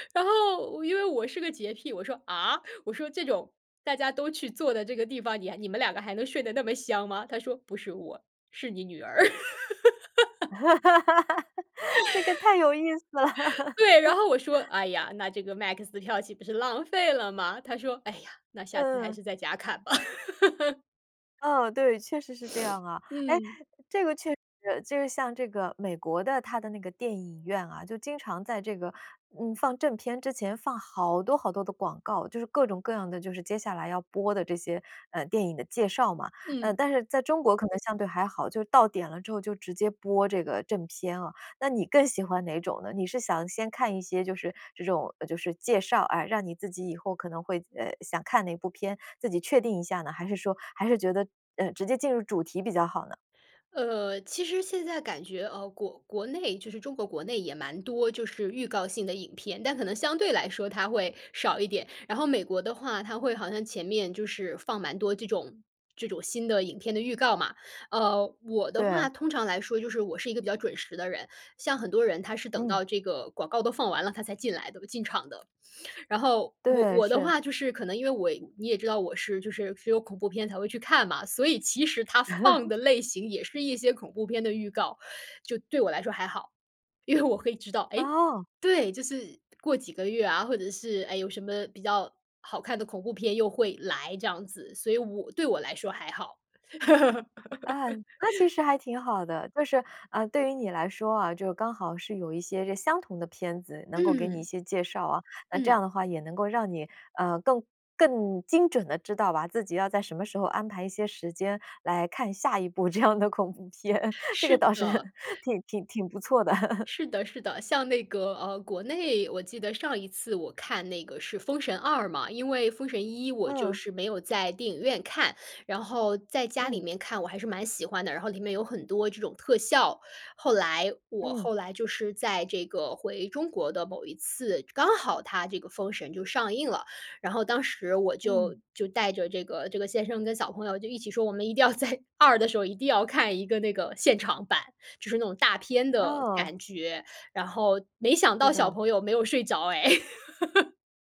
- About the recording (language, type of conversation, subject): Chinese, podcast, 你更喜欢在电影院观影还是在家观影？
- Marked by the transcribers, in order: laugh; laughing while speaking: "这个太有意思了"; laugh; laughing while speaking: "浪费了吗？"; laugh; other noise; laugh; laughing while speaking: "因为"; laugh; laughing while speaking: "这样的恐怖片"; laughing while speaking: "倒是"; chuckle; laughing while speaking: "在"; laugh